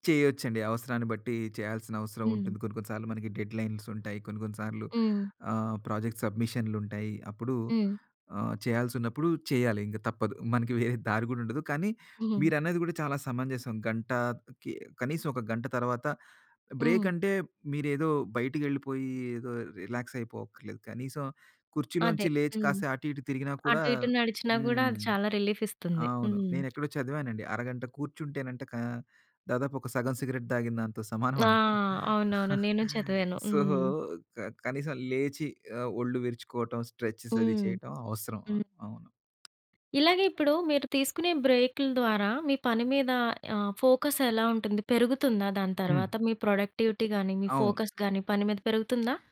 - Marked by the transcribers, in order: in English: "డెడ్‌లైన్స్"; in English: "ప్రాజెక్ట్"; tapping; in English: "బ్రేక్"; in English: "రిలాక్స్"; in English: "రిలీఫ్"; other noise; in English: "సిగరెట్"; chuckle; in English: "సో"; in English: "స్ట్రెచెస్"; in English: "ఫోకస్"; in English: "ప్రొడక్టివిటీ"; in English: "ఫోకస్"
- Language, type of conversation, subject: Telugu, podcast, మీరు పని విరామాల్లో శక్తిని ఎలా పునఃసంచయం చేసుకుంటారు?